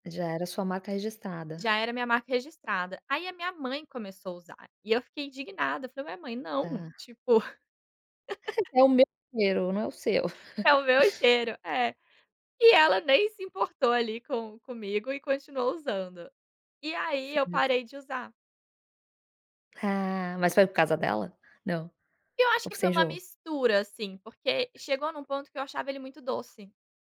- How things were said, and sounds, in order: giggle; laugh; laugh; unintelligible speech; other background noise
- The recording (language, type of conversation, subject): Portuguese, podcast, Que cheiros fazem você se sentir em casa?